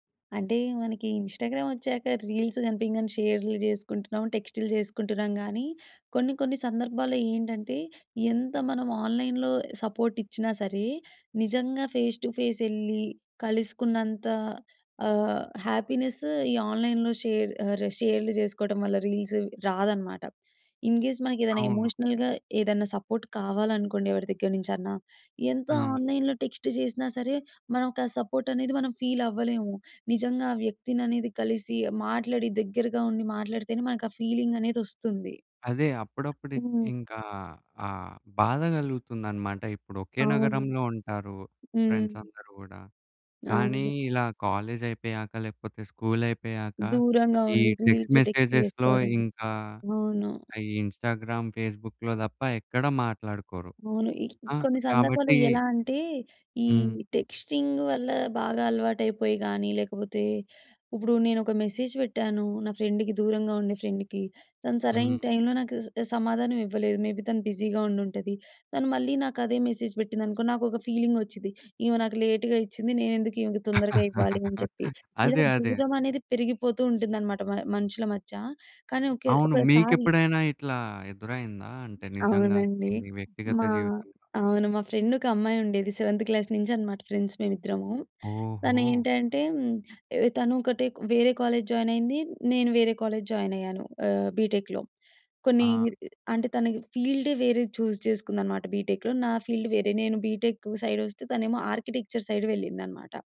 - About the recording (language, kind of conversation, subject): Telugu, podcast, ఫేస్‌టు ఫేస్ కలవడం ఇంకా అవసరమా? అయితే ఎందుకు?
- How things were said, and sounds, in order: in English: "రీల్స్"; in English: "ఫేస్ టు ఫేస్"; in English: "హ్యాపీనెస్స్"; in English: "షేర్"; in English: "రీల్స్"; in English: "ఇన్‌కేస్"; in English: "ఎమోషనల్‌గా"; in English: "సపోర్ట్"; in English: "టెక్స్ట్"; in English: "టెక్స్ట్ మెసేజెస్‌లో"; in English: "రీల్స్, టెక్స్ట్"; in English: "ఇన్స్టాగ్రామ్, ఫేస్‌బులో"; in English: "టెక్స్టింగ్"; in English: "ఫ్రెండ్‌కి"; in English: "ఫ్రెండ్‌కి"; in English: "మేబీ"; in English: "బిజీగా"; in English: "మెసేజ్"; laugh; in English: "సెవెంత్ క్లాస్"; in English: "ఫ్రెండ్స్"; in English: "కాలేజ్"; in English: "బీటెక్‌లో"; other noise; in English: "చూజ్"; in English: "బీటెక్‌లో"; in English: "ఫీల్డ్"; in English: "ఆర్కిటెక్చర్"